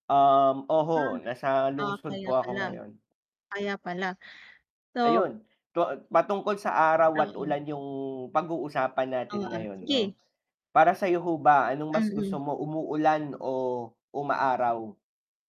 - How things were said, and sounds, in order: static
- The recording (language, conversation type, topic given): Filipino, unstructured, Ano ang mas gusto mo: umulan o maging maaraw?